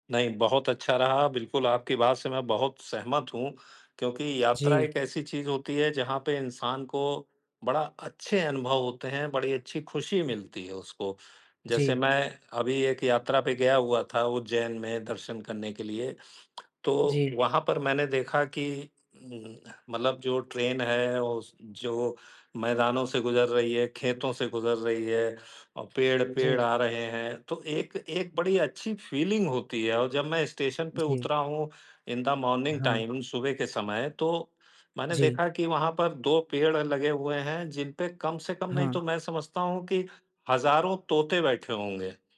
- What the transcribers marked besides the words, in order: other background noise; in English: "फ़ीलिंग"; in English: "इन द मॉर्निंग टाइम"
- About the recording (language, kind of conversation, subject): Hindi, unstructured, यात्रा के दौरान आपके लिए सबसे यादगार अनुभव कौन से रहे हैं?
- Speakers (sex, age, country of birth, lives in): male, 20-24, India, India; male, 55-59, India, India